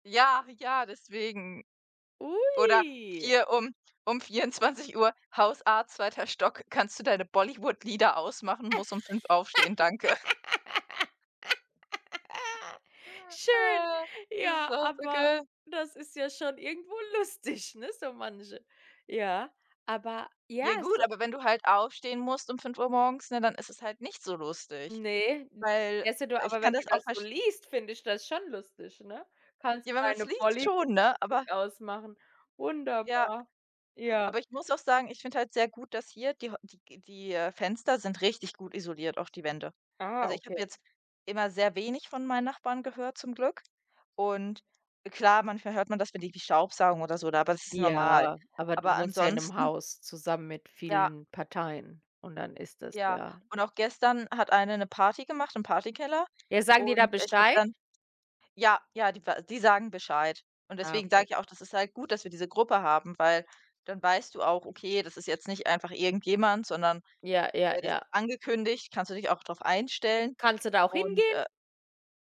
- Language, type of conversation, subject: German, unstructured, Wie kann man das Zusammenleben in einer Nachbarschaft verbessern?
- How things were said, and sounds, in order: put-on voice: "Ui"; laugh; laugh; stressed: "nicht"; other noise